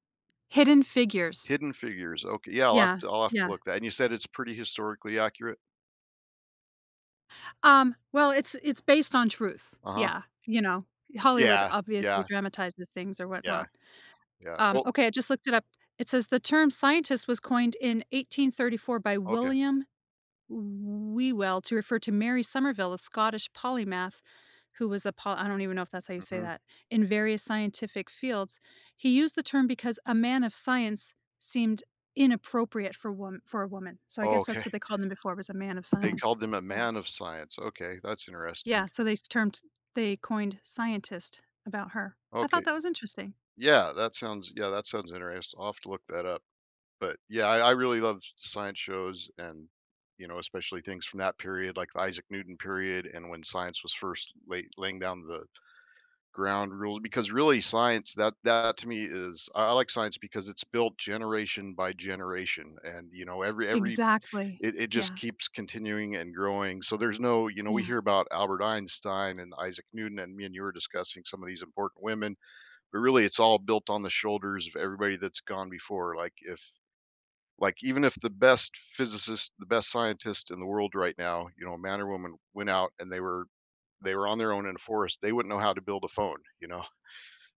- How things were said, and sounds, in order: tapping; laughing while speaking: "okay"; other background noise; chuckle
- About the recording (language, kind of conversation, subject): English, unstructured, How has history shown unfair treatment's impact on groups?